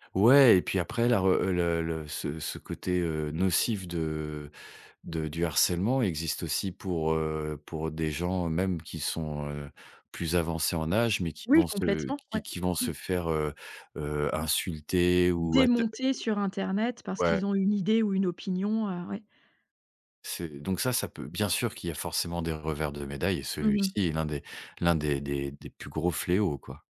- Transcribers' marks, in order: stressed: "Démonter"
- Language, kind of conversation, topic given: French, podcast, Comment la technologie change-t-elle tes relations, selon toi ?